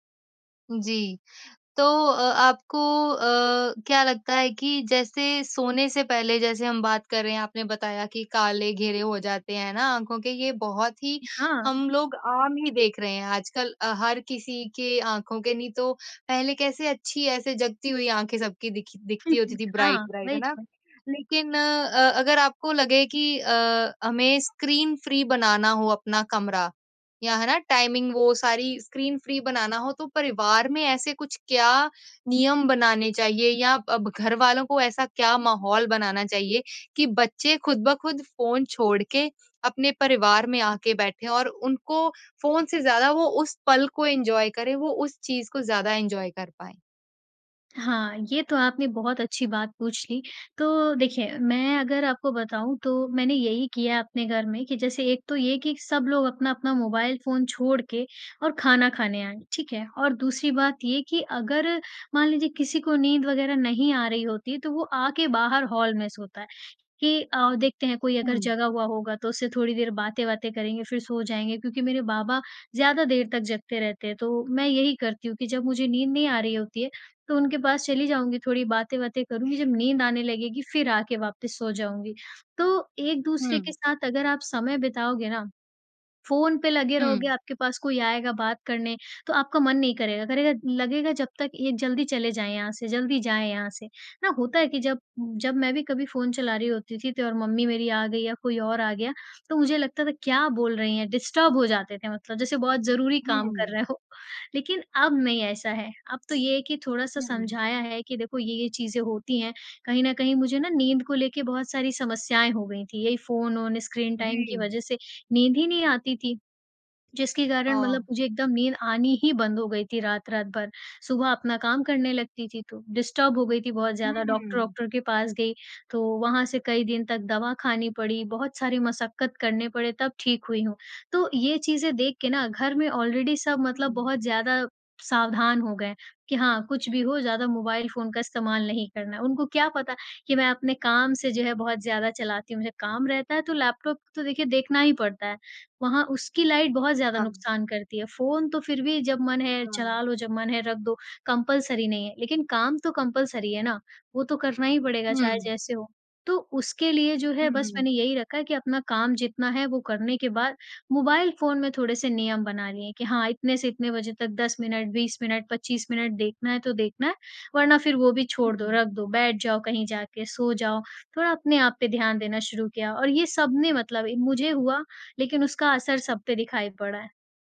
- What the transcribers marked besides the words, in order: chuckle; in English: "ब्राइट, ब्राइट"; in English: "फ्री"; in English: "टाइमिंग"; in English: "फ्री"; in English: "एन्जॉय"; in English: "एन्जॉय"; in English: "डिस्टर्ब"; in English: "स्क्रीन टाइम"; in English: "डिस्टर्ब"; in English: "ऑलरेडी"; in English: "कंपल्सरी"; in English: "कंपल्सरी"
- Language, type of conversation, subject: Hindi, podcast, घर में आप स्क्रीन समय के नियम कैसे तय करते हैं और उनका पालन कैसे करवाते हैं?